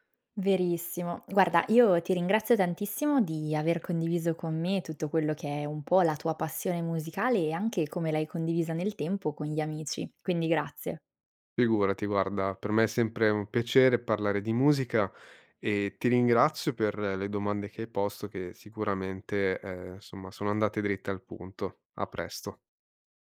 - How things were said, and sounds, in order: "Figurati" said as "igurati"
- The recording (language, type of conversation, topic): Italian, podcast, Che ruolo hanno gli amici nelle tue scoperte musicali?